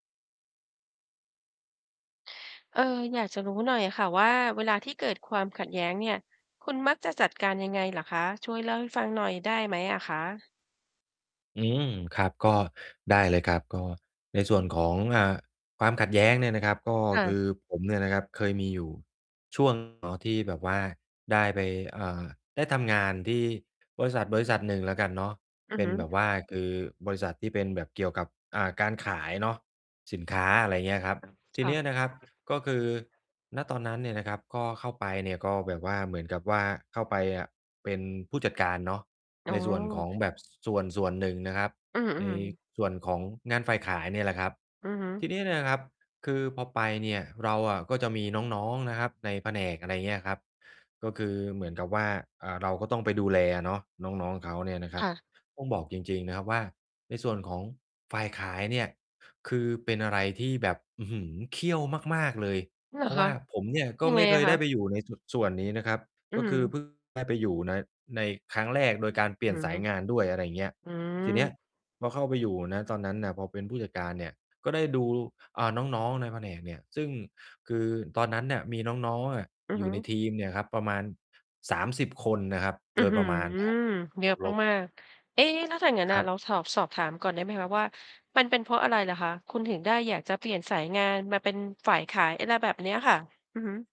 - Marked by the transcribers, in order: mechanical hum; other background noise; distorted speech; tapping; background speech
- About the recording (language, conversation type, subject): Thai, podcast, เวลาเกิดความขัดแย้ง คุณรับมือและจัดการอย่างไร?